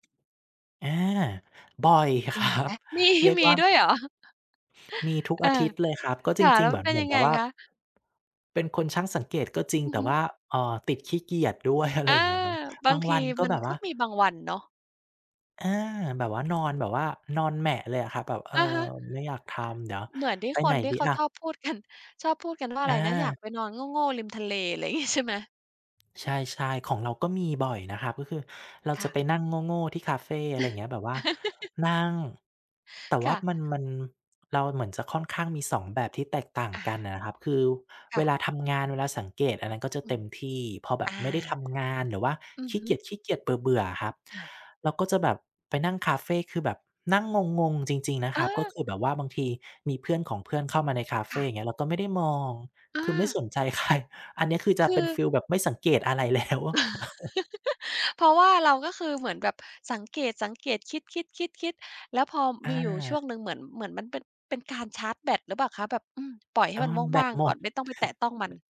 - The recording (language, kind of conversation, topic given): Thai, podcast, คุณช่วยเล่าวิธีสร้างนิสัยการเรียนรู้อย่างยั่งยืนให้หน่อยได้ไหม?
- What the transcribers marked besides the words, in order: tapping; laughing while speaking: "ครับ"; chuckle; other background noise; laughing while speaking: "กัน"; laughing while speaking: "งี้"; chuckle; laughing while speaking: "ใคร"; chuckle; laughing while speaking: "แล้ว"; chuckle